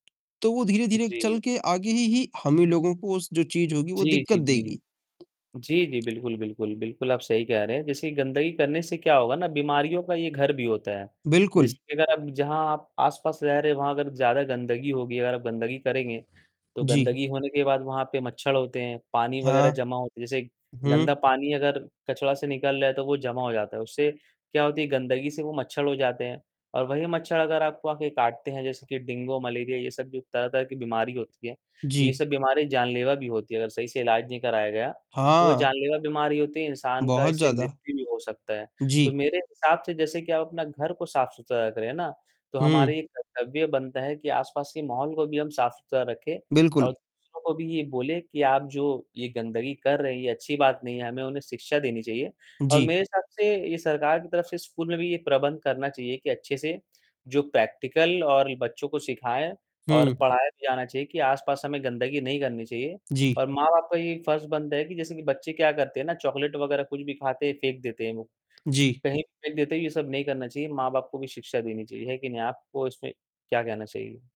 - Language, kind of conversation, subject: Hindi, unstructured, क्या आपको गंदगी देखकर भीतर तक घबराहट होती है?
- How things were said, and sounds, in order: tapping; distorted speech; other background noise; in English: "प्रैक्टिकल"